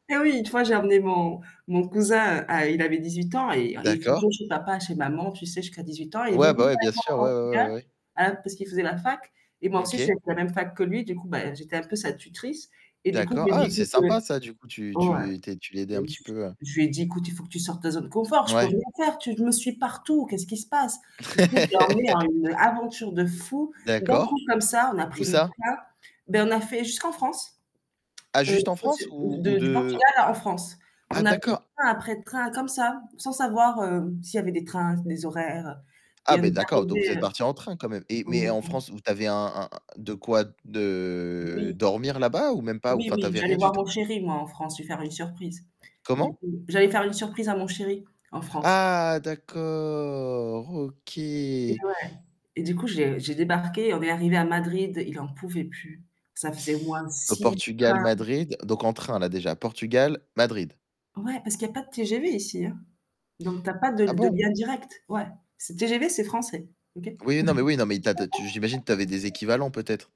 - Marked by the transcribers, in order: static; distorted speech; laugh; stressed: "fou"; tapping; unintelligible speech; drawn out: "de"; stressed: "Ah"; drawn out: "d'accord, OK"; unintelligible speech; laugh
- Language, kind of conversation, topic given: French, unstructured, Préférez-vous les voyages organisés ou l’aventure en solo ?